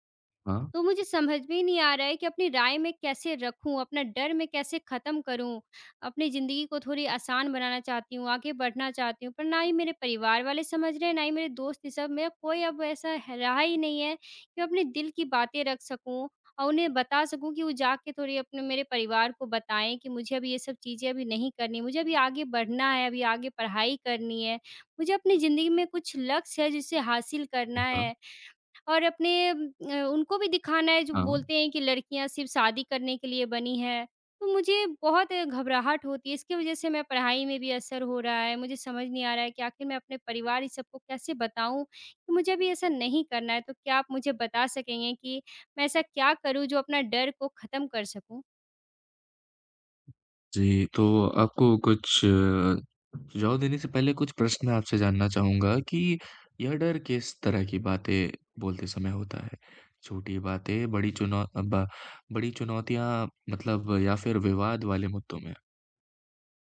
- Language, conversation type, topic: Hindi, advice, क्या आपको दोस्तों या परिवार के बीच अपनी राय रखने में डर लगता है?
- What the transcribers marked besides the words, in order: other noise; other background noise